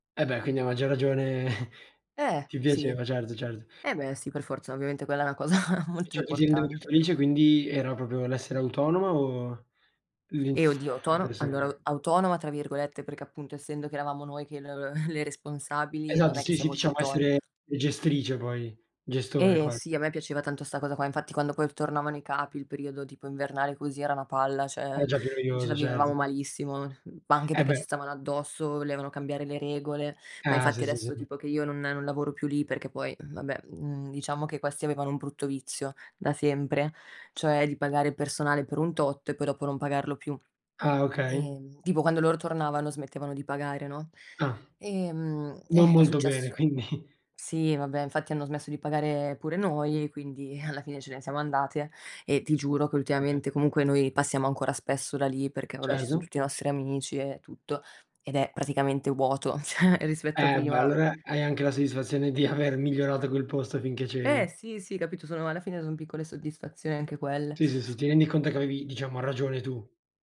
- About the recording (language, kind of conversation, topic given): Italian, unstructured, Qual è la cosa che ti rende più felice nel tuo lavoro?
- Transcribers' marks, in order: chuckle; other background noise; chuckle; "proprio" said as "propio"; chuckle; "cioè" said as "ceh"; laughing while speaking: "quindi"; laughing while speaking: "cioè"